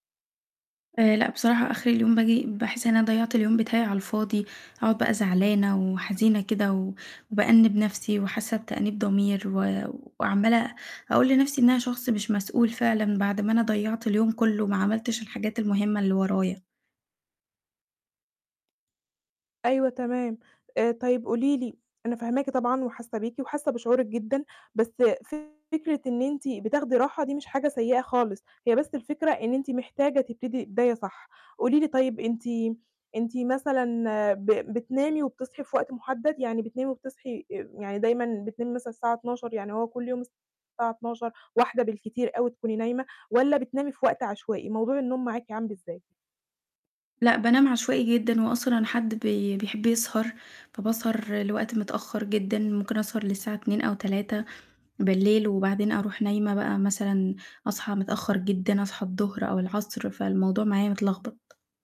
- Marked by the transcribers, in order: static; tapping; distorted speech
- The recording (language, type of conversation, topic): Arabic, advice, إيه اللي مخلّيك بتأجّل أهداف مهمة عندك على طول؟